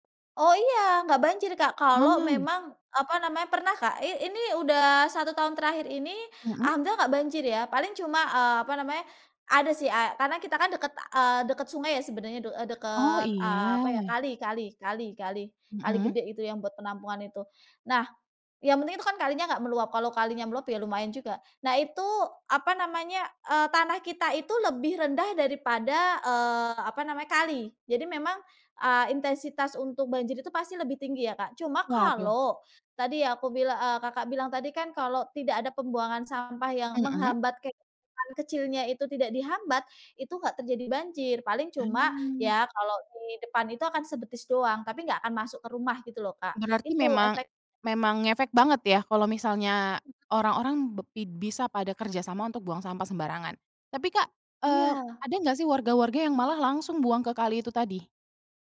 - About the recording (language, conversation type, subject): Indonesian, podcast, Apa alasan orang masih sulit membuang sampah pada tempatnya, menurutmu?
- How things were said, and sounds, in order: other background noise